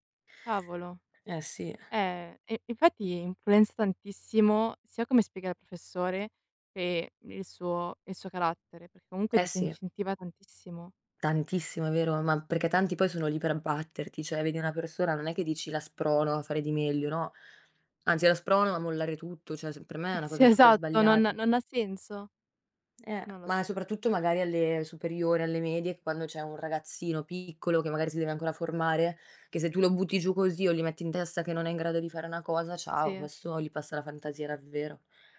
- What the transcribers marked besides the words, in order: tapping; "cioè" said as "ceh"; chuckle; laughing while speaking: "Sì"
- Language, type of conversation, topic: Italian, unstructured, È giusto giudicare un ragazzo solo in base ai voti?